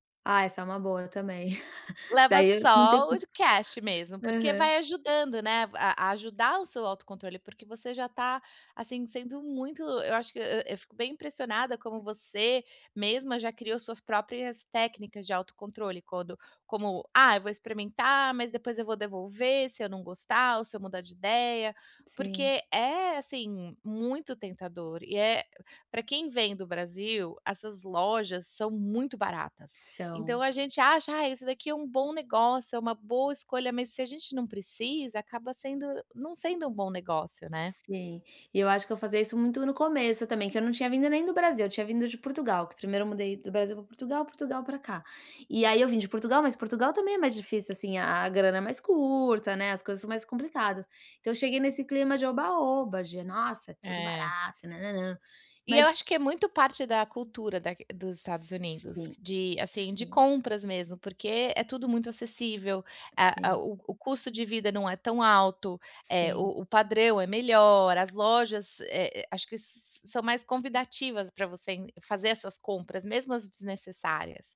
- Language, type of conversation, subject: Portuguese, advice, Como posso evitar compras impulsivas quando estou estressado ou cansado?
- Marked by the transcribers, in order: chuckle; in English: "cash"; unintelligible speech; other background noise; tapping